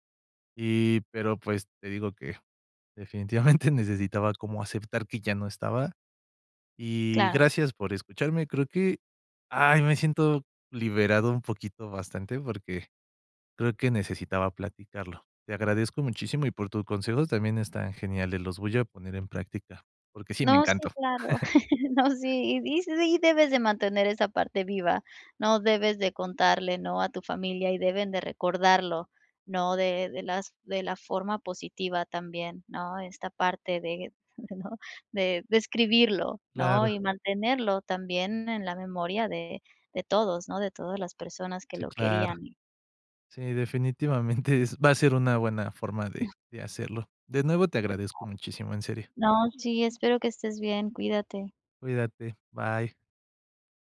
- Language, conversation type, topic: Spanish, advice, ¿Por qué el aniversario de mi relación me provoca una tristeza inesperada?
- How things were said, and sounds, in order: laughing while speaking: "definitivamente"; chuckle; chuckle; unintelligible speech; other background noise; unintelligible speech